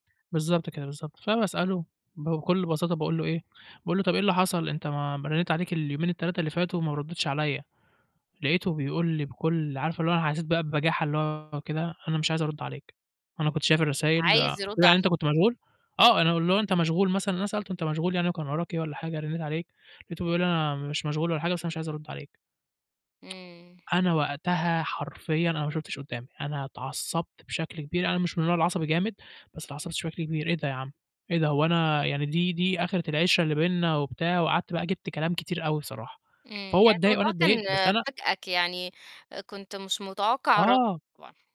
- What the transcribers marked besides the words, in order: distorted speech; tapping; tsk; unintelligible speech
- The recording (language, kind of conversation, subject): Arabic, podcast, إزاي أبتدي أصالح حد غالي على قلبي بعد خناقة كبيرة؟